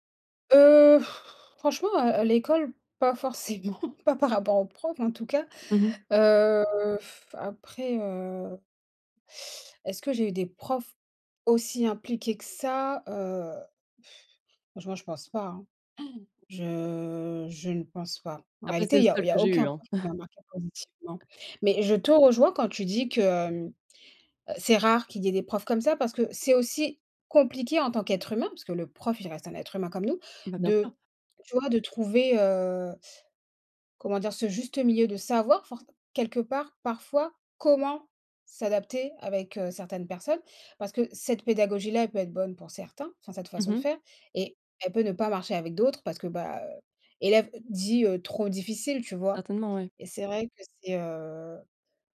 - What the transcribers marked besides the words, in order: gasp; laughing while speaking: "pas forcément"; gasp; chuckle; other noise; stressed: "rare"; stressed: "compliqué"
- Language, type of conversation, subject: French, unstructured, Qu’est-ce qui fait un bon professeur, selon toi ?
- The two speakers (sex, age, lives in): female, 25-29, France; female, 30-34, France